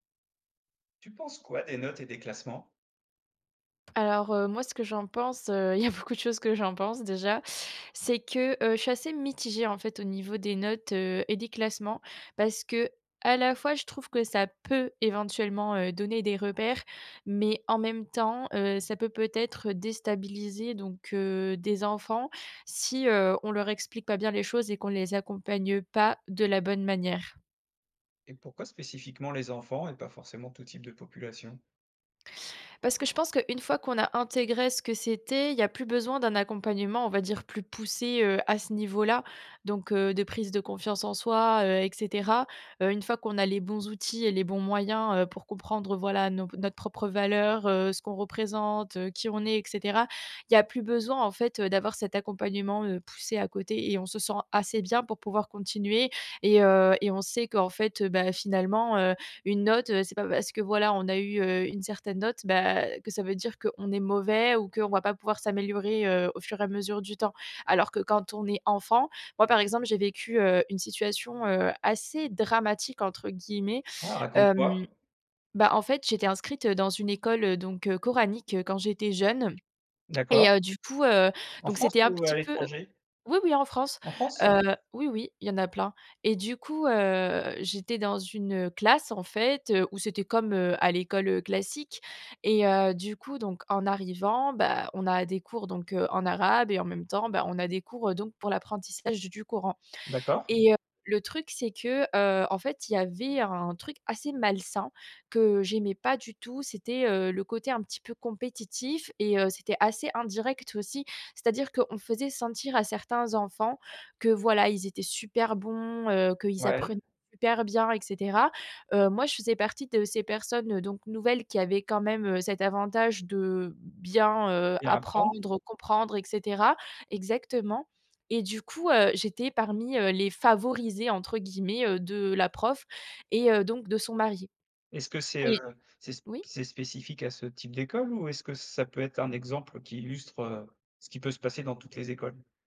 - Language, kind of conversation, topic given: French, podcast, Que penses-tu des notes et des classements ?
- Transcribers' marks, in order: other background noise; laughing while speaking: "il y a beaucoup de choses"; tapping